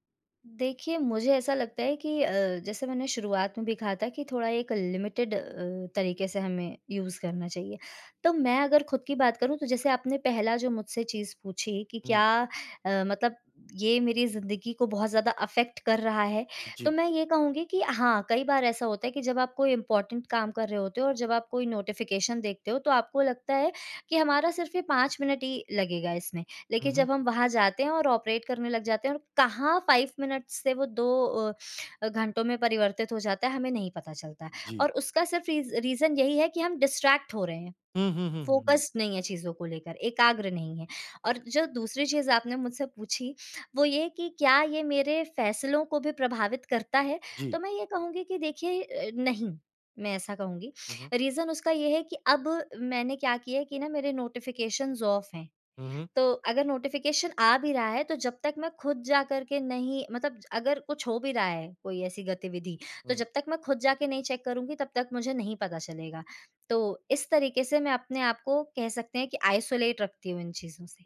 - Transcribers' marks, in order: in English: "लिमिटेड"; in English: "यूज़"; in English: "इफ़ेक्ट"; in English: "इम्पोर्टेंट"; in English: "नोटिफ़िकेशन"; in English: "ऑपरेट"; in English: "फाइव मिनट्स"; in English: "रीज़ रीज़न"; in English: "डिस्ट्रैक्ट"; in English: "फोकस्ड"; in English: "रीजन"; in English: "नोटिफ़िकेशंस ऑफ़"; in English: "नोटिफ़िकेशन"; in English: "चेक"; in English: "आइसोलेट"
- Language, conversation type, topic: Hindi, podcast, क्या सोशल मीडिया ने आपकी तन्हाई कम की है या बढ़ाई है?